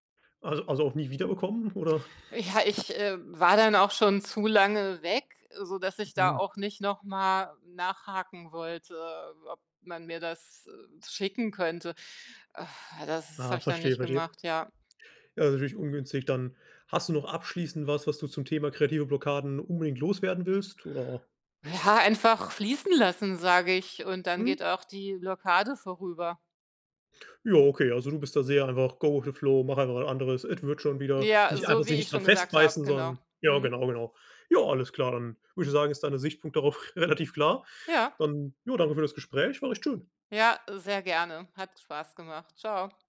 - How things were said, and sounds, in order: snort; sigh; other background noise; in English: "go with the flow"; laughing while speaking: "relativ klar"
- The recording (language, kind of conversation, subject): German, podcast, Wie gehst du mit kreativen Blockaden um?